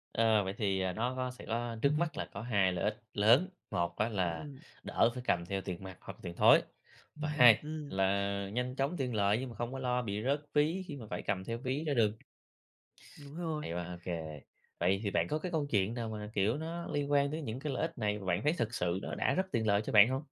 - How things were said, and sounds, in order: tapping; other background noise
- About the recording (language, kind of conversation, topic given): Vietnamese, podcast, Thanh toán không tiền mặt ở Việt Nam hiện nay tiện hơn hay gây phiền toái hơn, bạn nghĩ sao?